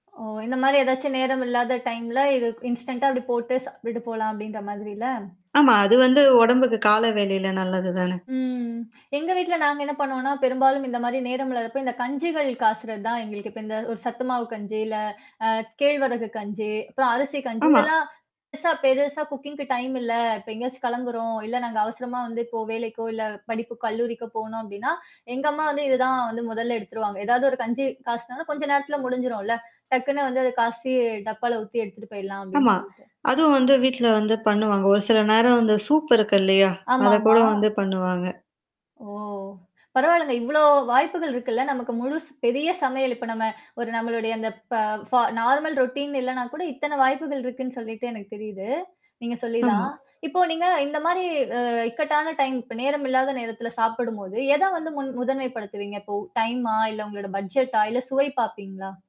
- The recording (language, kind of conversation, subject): Tamil, podcast, சமையல் செய்ய நேரம் இல்லாத போது நீங்கள் பொதுவாக என்ன சாப்பிடுவீர்கள்?
- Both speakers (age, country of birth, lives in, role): 20-24, India, India, guest; 30-34, India, India, host
- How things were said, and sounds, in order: in English: "இன்ஸ்டன்டா"; other background noise; distorted speech; static; in English: "குக்கிங்க்கு"; mechanical hum; in English: "சூப்"; in English: "நார்மல் ரொட்டீன்"